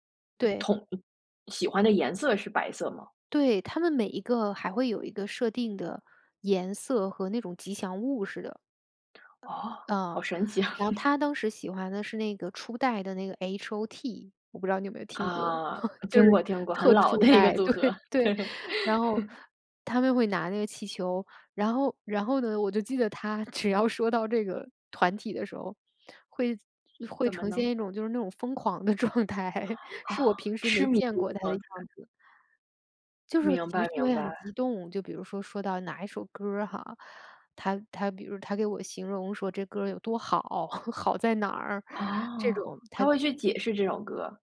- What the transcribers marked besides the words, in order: chuckle; chuckle; laughing while speaking: "就是特初代。对，对"; laughing while speaking: "的一个组合，对"; chuckle; laughing while speaking: "只要说到这个"; laughing while speaking: "状态"; laughing while speaking: "好在哪儿"
- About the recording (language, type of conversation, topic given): Chinese, podcast, 你觉得粉丝文化有哪些利与弊？